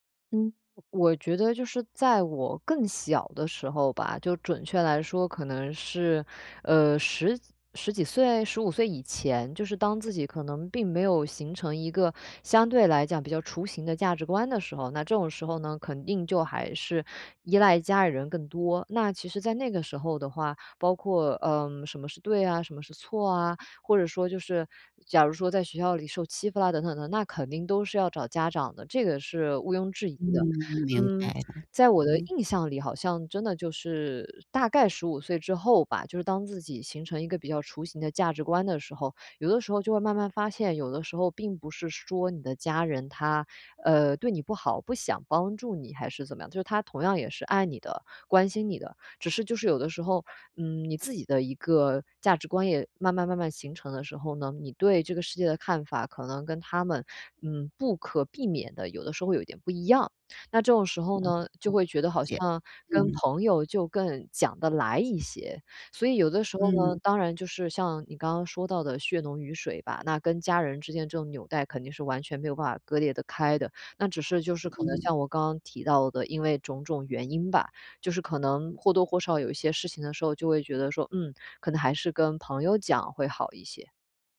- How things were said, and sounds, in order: other background noise
- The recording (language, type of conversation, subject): Chinese, podcast, 在面临困难时，来自家人还是朋友的支持更关键？